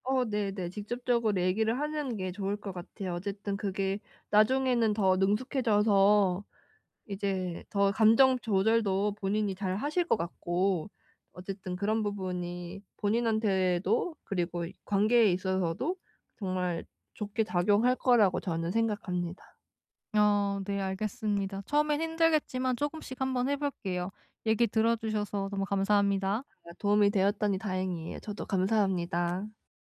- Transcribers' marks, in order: other background noise
- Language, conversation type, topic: Korean, advice, 파트너에게 내 감정을 더 잘 표현하려면 어떻게 시작하면 좋을까요?